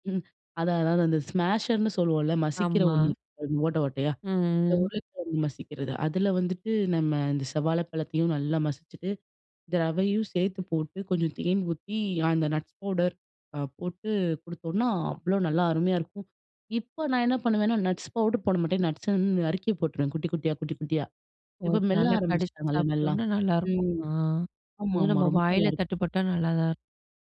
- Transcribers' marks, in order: in English: "ஸ்மாஷர்னு"; in English: "நட்ஸ்"; in English: "நட்ஸ்"; in English: "நட்ஸ்"; other noise
- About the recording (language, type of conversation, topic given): Tamil, podcast, காலையில் எழுந்ததும் நீங்கள் முதலில் என்ன செய்வீர்கள்?